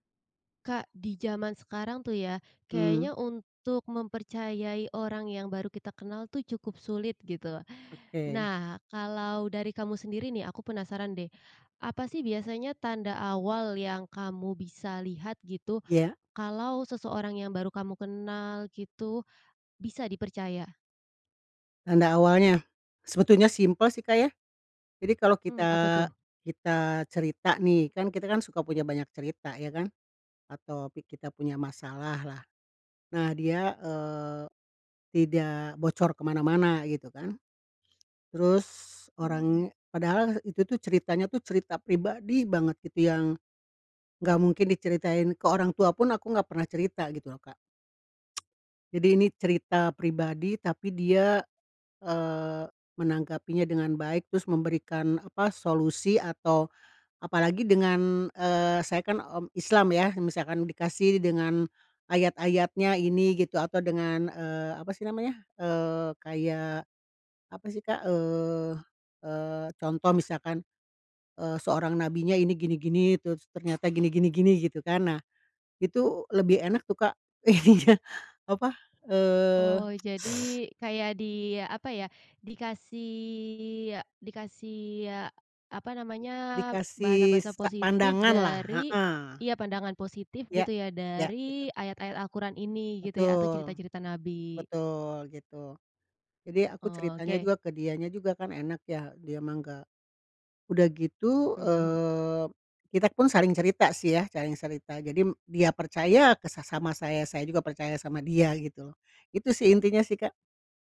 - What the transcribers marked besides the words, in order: stressed: "pribadi"; tsk; other background noise; laughing while speaking: "iya"; tsk; teeth sucking; "saling cerita" said as "caling serita"
- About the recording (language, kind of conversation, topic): Indonesian, podcast, Menurutmu, apa tanda awal kalau seseorang bisa dipercaya?